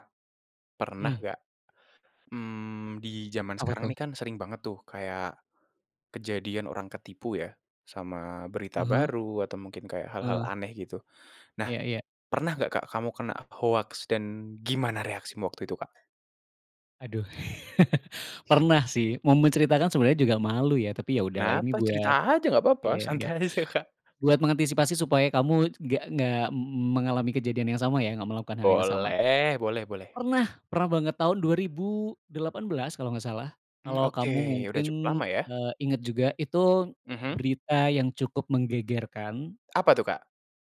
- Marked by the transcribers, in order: tapping; chuckle; other background noise; laughing while speaking: "aja, Kak"
- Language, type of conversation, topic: Indonesian, podcast, Pernahkah kamu tertipu hoaks, dan bagaimana reaksimu saat menyadarinya?